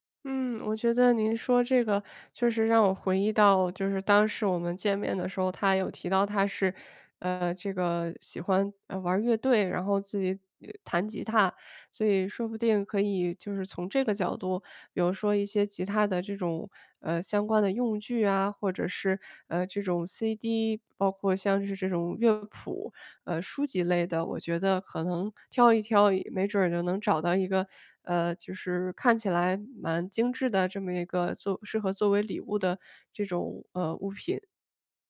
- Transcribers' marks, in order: none
- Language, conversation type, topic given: Chinese, advice, 我该如何为别人挑选合适的礼物？